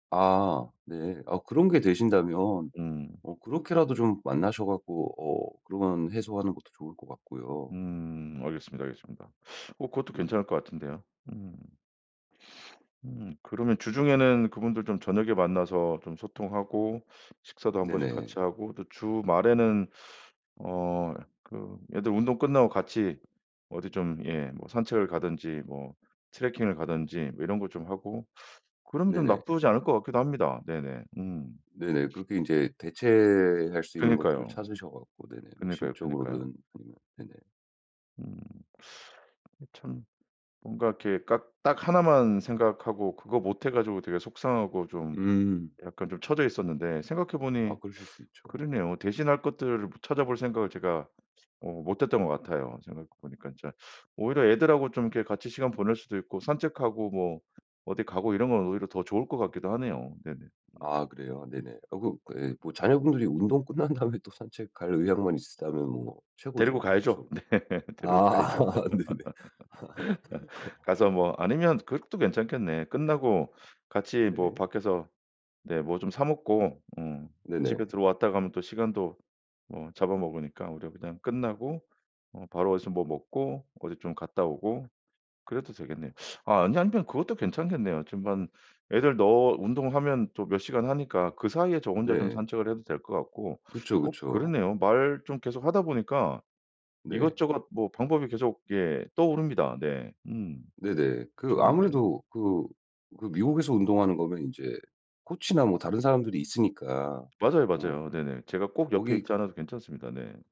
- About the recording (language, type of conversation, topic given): Korean, advice, 시간이 부족해 취미를 즐길 수 없을 때는 어떻게 해야 하나요?
- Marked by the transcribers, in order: tapping; other background noise; laughing while speaking: "끝난 다음에"; laughing while speaking: "네. 데리고 가야죠"; laugh; laughing while speaking: "아 네네"; laugh